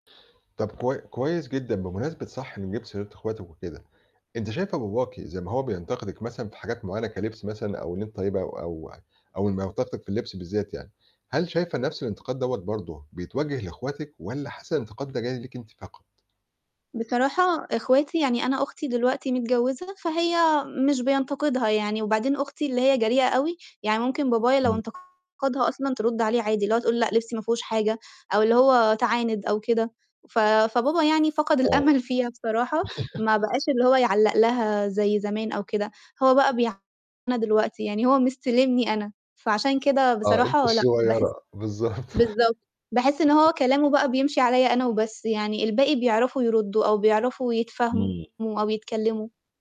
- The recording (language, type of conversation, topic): Arabic, advice, إزاي أتعامل مع النقد اللي بيجيلي باستمرار من حد من عيلتي؟
- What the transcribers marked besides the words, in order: static; "ينتقدِك" said as "يغطكتك"; distorted speech; chuckle; laughing while speaking: "بالضبط"; chuckle